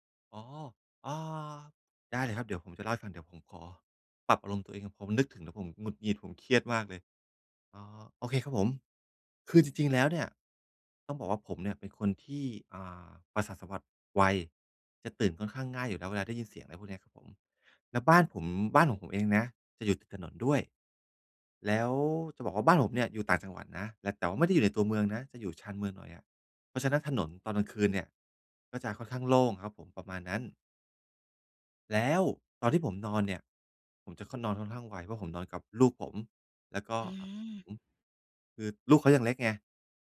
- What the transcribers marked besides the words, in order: unintelligible speech
- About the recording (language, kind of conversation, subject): Thai, advice, ทำอย่างไรให้ผ่อนคลายได้เมื่อพักอยู่บ้านแต่ยังรู้สึกเครียด?